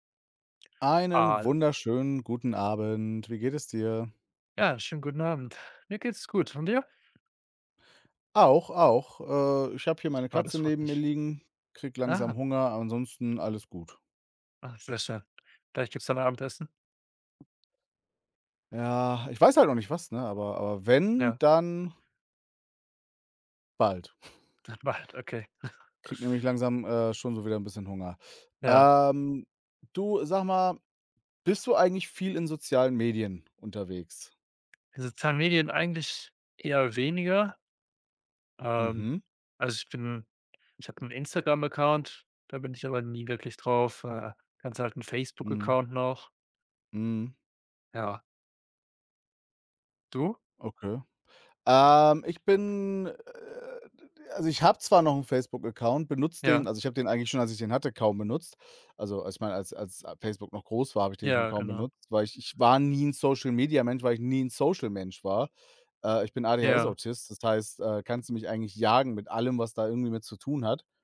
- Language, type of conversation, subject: German, unstructured, Wie beeinflussen soziale Medien unsere Wahrnehmung von Nachrichten?
- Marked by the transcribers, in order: other background noise; chuckle; laugh